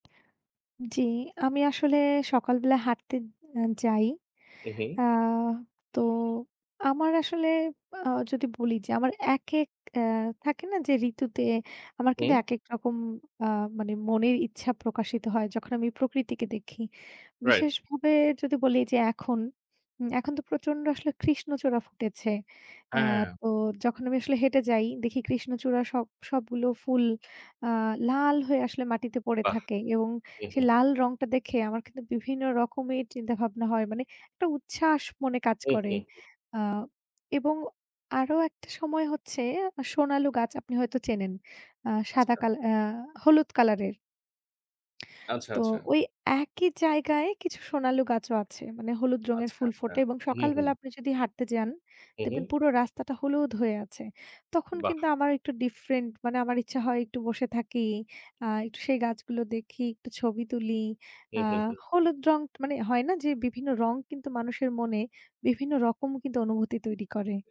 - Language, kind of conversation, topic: Bengali, unstructured, প্রকৃতির মাঝে সময় কাটালে আপনি কী অনুভব করেন?
- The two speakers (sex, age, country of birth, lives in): female, 35-39, Bangladesh, Germany; male, 30-34, Bangladesh, Bangladesh
- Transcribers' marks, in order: "কৃষ্ণচূড়া" said as "কৃষ্ণচোরা"; tapping